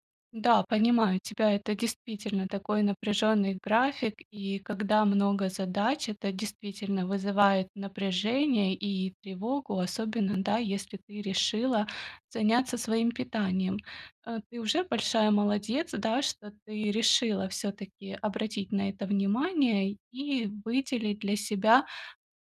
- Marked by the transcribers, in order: other background noise
- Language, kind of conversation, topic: Russian, advice, Как наладить здоровое питание при плотном рабочем графике?